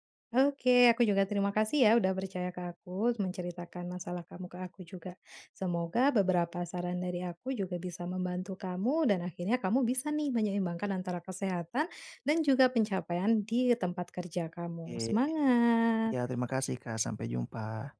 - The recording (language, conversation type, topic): Indonesian, advice, Bagaimana cara memprioritaskan kesehatan saya daripada terus mengejar pencapaian di tempat kerja?
- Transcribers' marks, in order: none